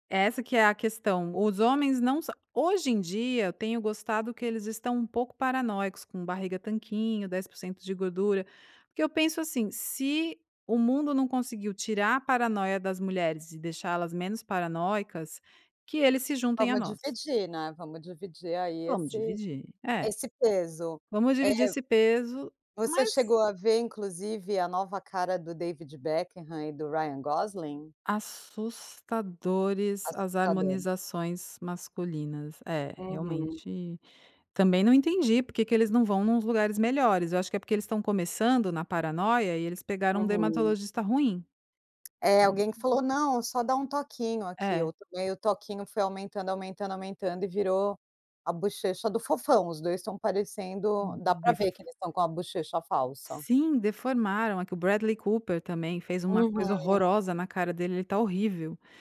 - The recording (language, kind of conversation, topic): Portuguese, podcast, Como a solidão costuma se manifestar no dia a dia das pessoas?
- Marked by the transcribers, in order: tapping